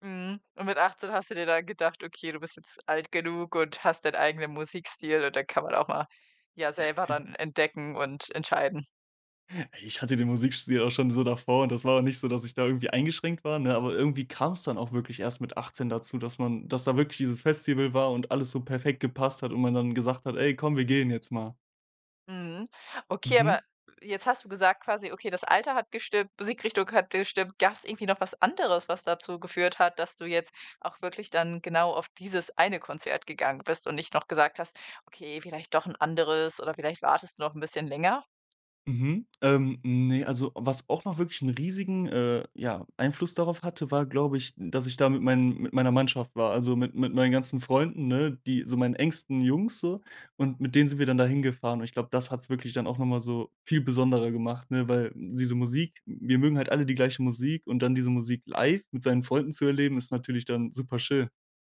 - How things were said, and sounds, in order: chuckle
- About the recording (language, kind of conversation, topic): German, podcast, Woran erinnerst du dich, wenn du an dein erstes Konzert zurückdenkst?